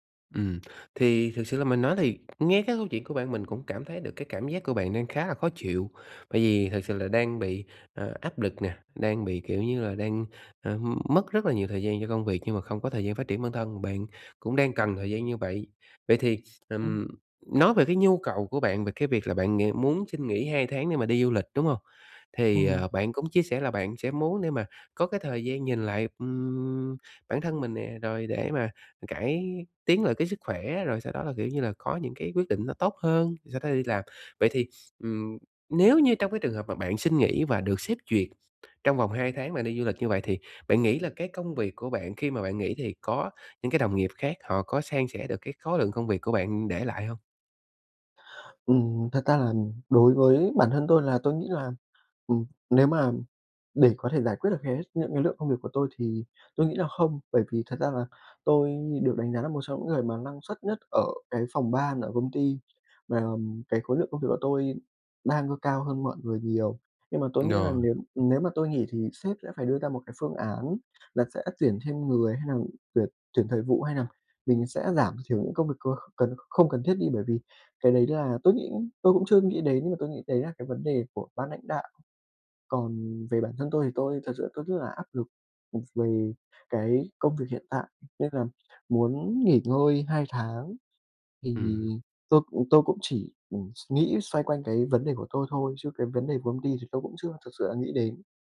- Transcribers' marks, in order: "lãnh" said as "nãnh"
- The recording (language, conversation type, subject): Vietnamese, advice, Bạn sợ bị đánh giá như thế nào khi bạn cần thời gian nghỉ ngơi hoặc giảm tải?